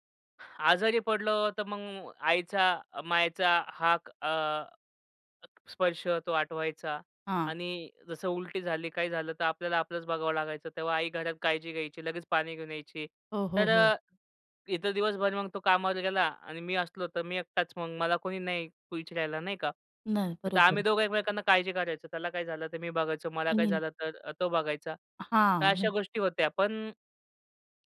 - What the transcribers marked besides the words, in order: unintelligible speech
- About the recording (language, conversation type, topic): Marathi, podcast, पहिल्यांदा घरापासून दूर राहिल्यावर तुम्हाला कसं वाटलं?